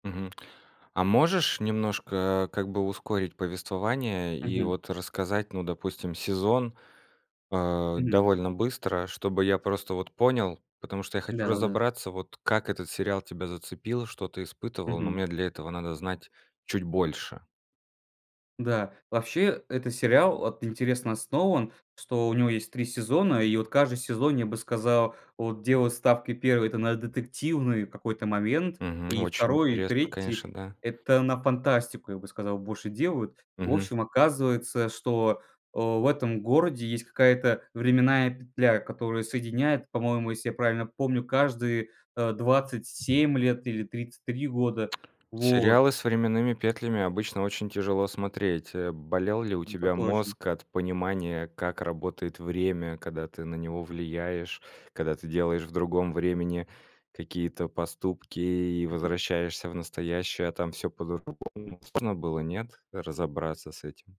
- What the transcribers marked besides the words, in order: tapping; other background noise
- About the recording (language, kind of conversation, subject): Russian, podcast, Какой сериал стал для тебя небольшим убежищем?